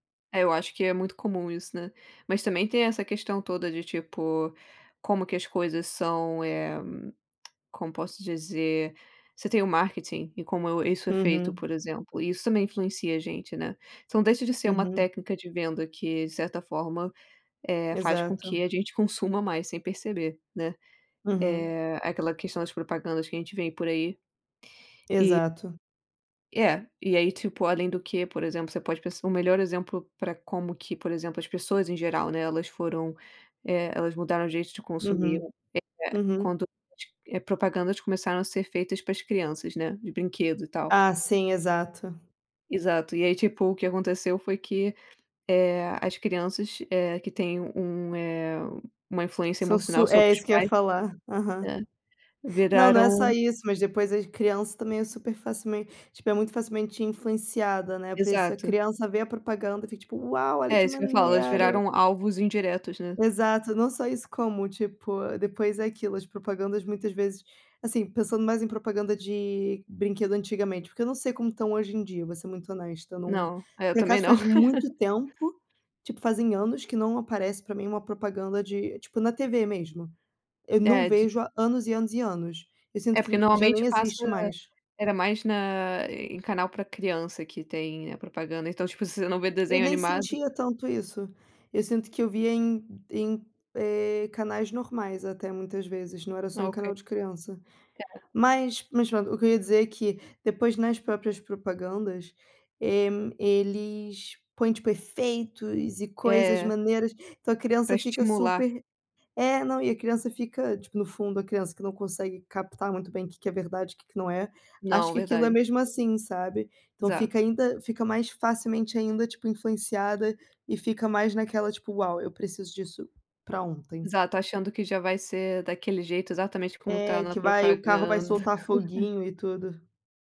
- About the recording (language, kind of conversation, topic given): Portuguese, unstructured, Como você se sente quando alguém tenta te convencer a gastar mais?
- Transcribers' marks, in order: laugh; tapping; laugh